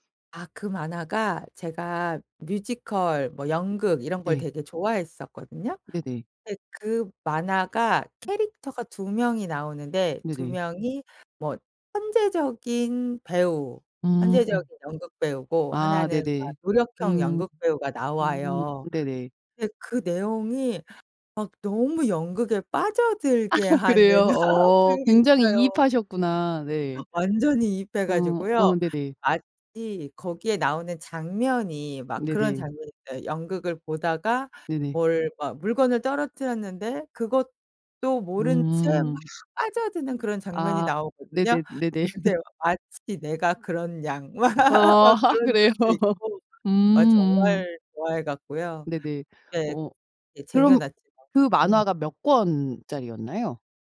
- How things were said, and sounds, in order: tapping; other background noise; laugh; laugh; laughing while speaking: "막"; laugh; laughing while speaking: "아. 그래요"; laugh
- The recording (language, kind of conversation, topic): Korean, podcast, 어렸을 때 가장 빠져 있던 만화는 무엇이었나요?